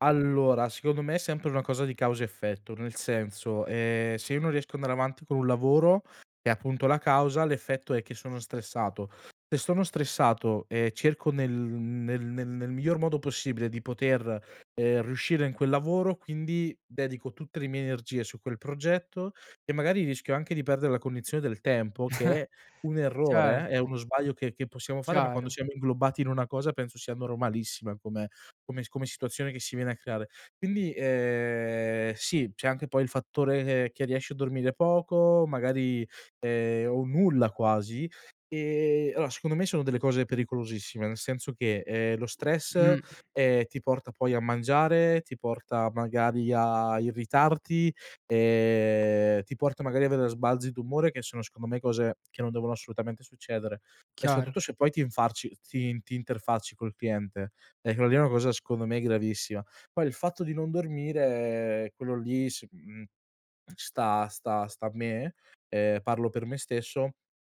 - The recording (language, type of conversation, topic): Italian, podcast, Come superi il blocco creativo quando ti fermi, sai?
- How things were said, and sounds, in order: chuckle; "allora" said as "alloa"; other background noise; "quello" said as "quolo"